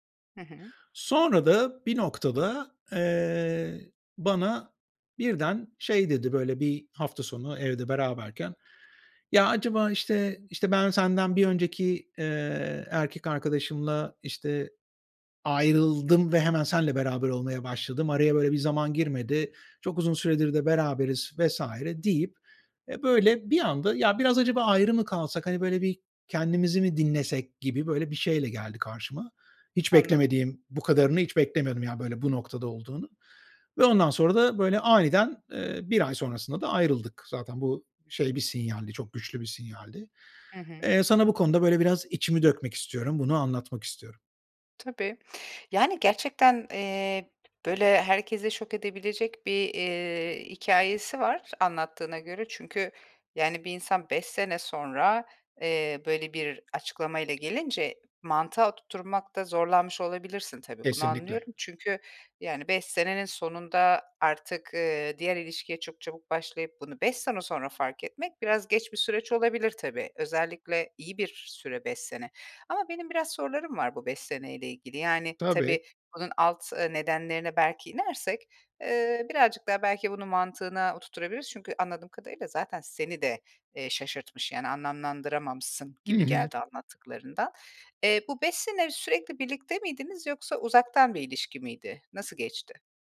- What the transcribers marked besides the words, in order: stressed: "ayrıldım"; other background noise
- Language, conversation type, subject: Turkish, advice, Uzun bir ilişkiden sonra yaşanan ani ayrılığı nasıl anlayıp kabullenebilirim?